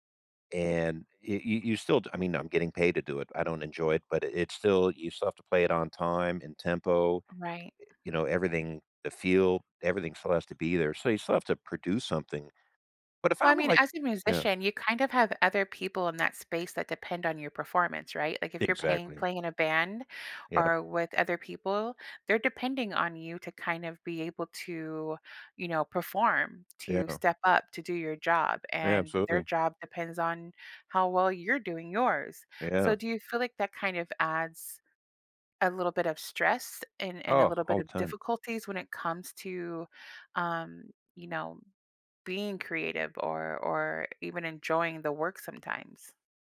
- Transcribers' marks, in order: tapping
- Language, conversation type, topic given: English, unstructured, How can one get creatively unstuck when every idea feels flat?